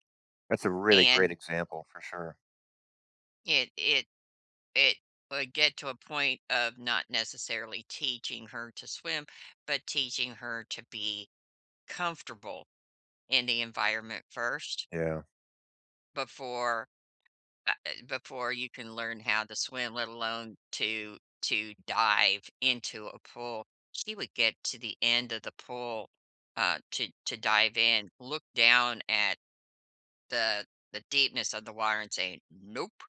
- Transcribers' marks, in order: none
- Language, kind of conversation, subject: English, unstructured, When should I teach a friend a hobby versus letting them explore?